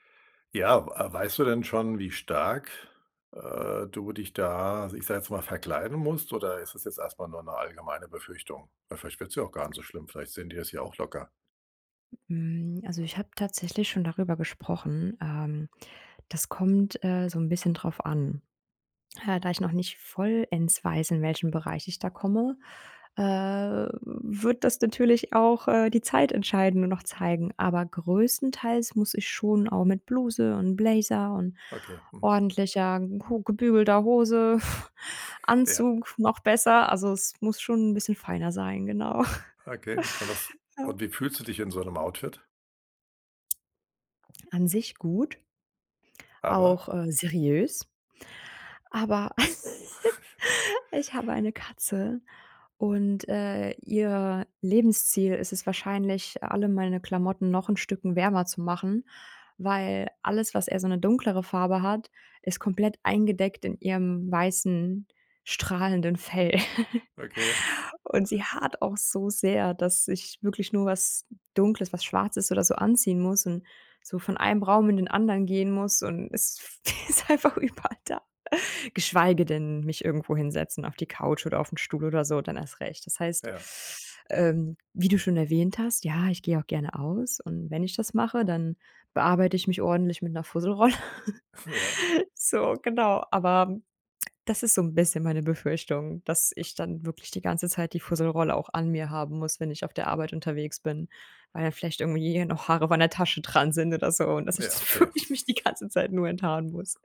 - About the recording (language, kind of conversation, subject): German, advice, Warum muss ich im Job eine Rolle spielen, statt authentisch zu sein?
- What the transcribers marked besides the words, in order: other noise; snort; other background noise; giggle; chuckle; laughing while speaking: "es ist einfach überall da"; laughing while speaking: "Fusselrolle"; chuckle; tapping; laughing while speaking: "ich dann wirklich mich"